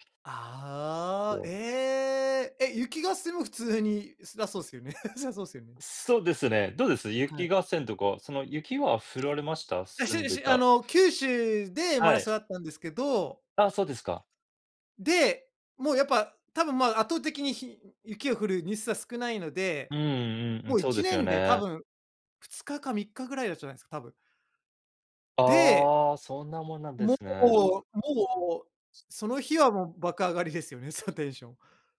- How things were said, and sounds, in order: chuckle; other noise
- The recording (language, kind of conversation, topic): Japanese, unstructured, 子どもの頃、いちばん楽しかった思い出は何ですか？